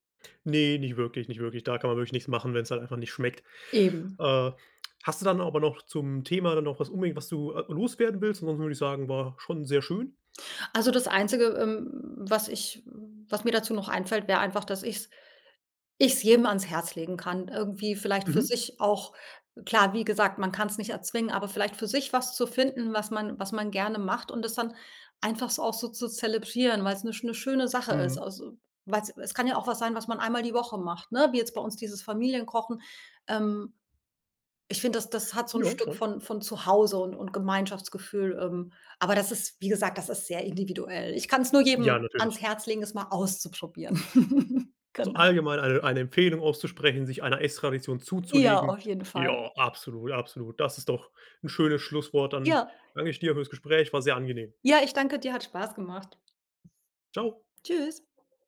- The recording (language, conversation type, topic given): German, podcast, Habt ihr Traditionen rund ums Essen?
- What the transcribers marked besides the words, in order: other background noise; stressed: "auszuprobieren"; chuckle; tapping